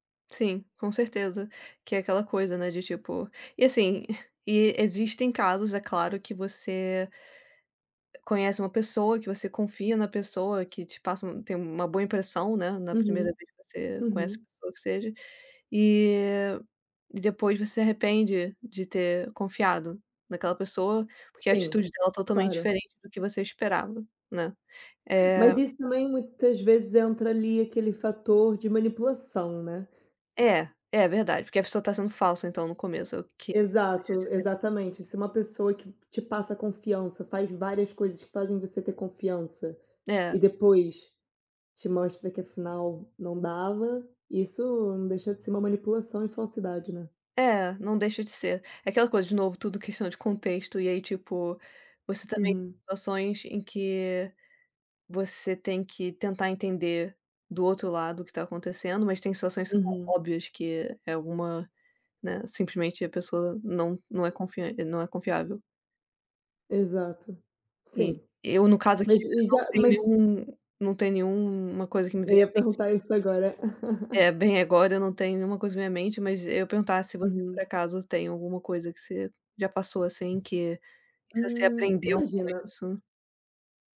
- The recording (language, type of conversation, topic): Portuguese, unstructured, O que faz alguém ser uma pessoa confiável?
- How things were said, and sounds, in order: tapping; other background noise; unintelligible speech; laugh